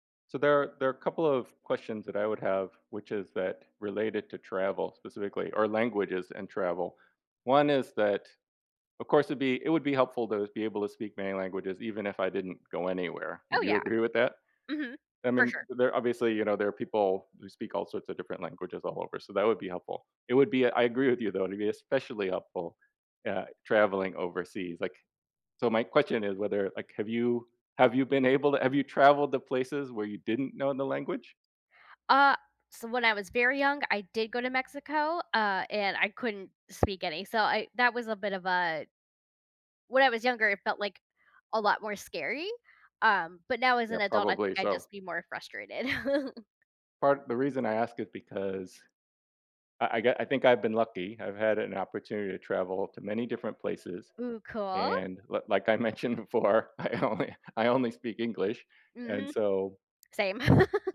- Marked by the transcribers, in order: chuckle; tapping; alarm; laughing while speaking: "I mentioned before, I only I only"; laugh
- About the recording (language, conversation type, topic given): English, unstructured, What would you do if you could speak every language fluently?
- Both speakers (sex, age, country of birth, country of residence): female, 35-39, United States, United States; male, 55-59, United States, United States